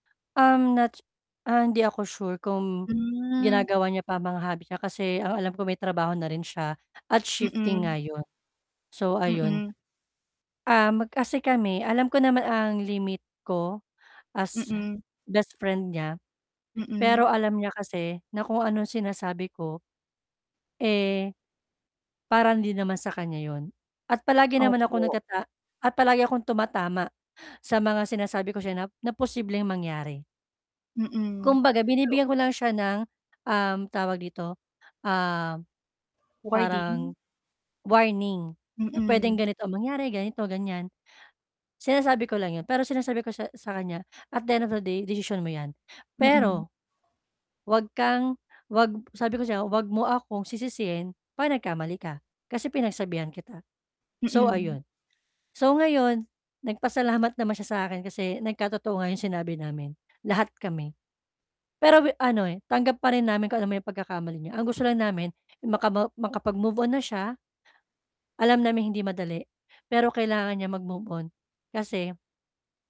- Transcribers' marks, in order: static; distorted speech; dog barking; drawn out: "ah"; tapping; in English: "at the end of the day"
- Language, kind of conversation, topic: Filipino, advice, Paano ako makikipag-usap nang malinaw at tapat nang hindi nakakasakit?